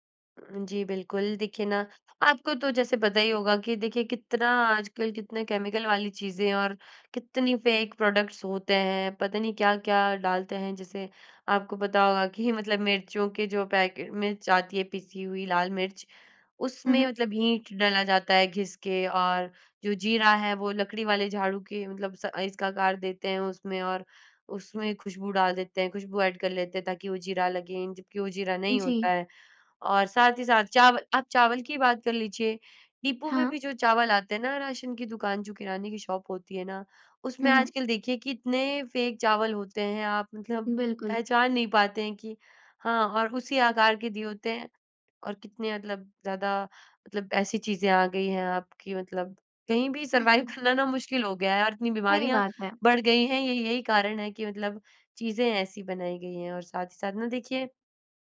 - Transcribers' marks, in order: in English: "केमिकल"; in English: "फ़ेक प्रोडक्ट्स"; laughing while speaking: "कि"; "हींग" said as "हींट"; in English: "ऐड"; in English: "डिपो"; in English: "फ़ेक"; in English: "सरवाइव"; laughing while speaking: "करना"; chuckle
- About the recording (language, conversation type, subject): Hindi, podcast, घर में पौष्टिक खाना बनाना आसान कैसे किया जा सकता है?